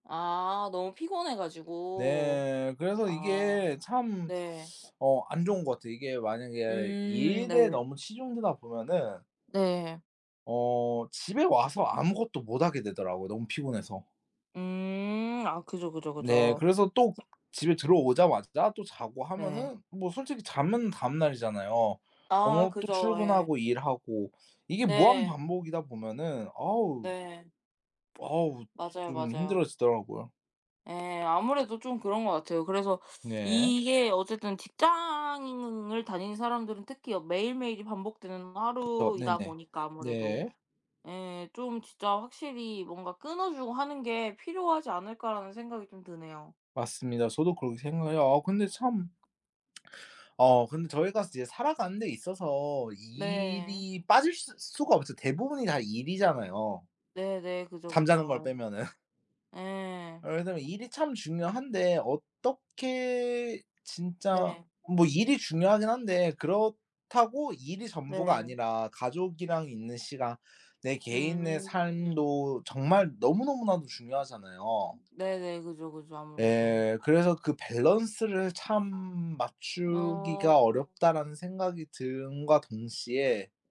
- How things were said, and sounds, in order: other background noise; laughing while speaking: "빼면은"
- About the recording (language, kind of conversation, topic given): Korean, unstructured, 일과 삶의 균형을 어떻게 유지하시나요?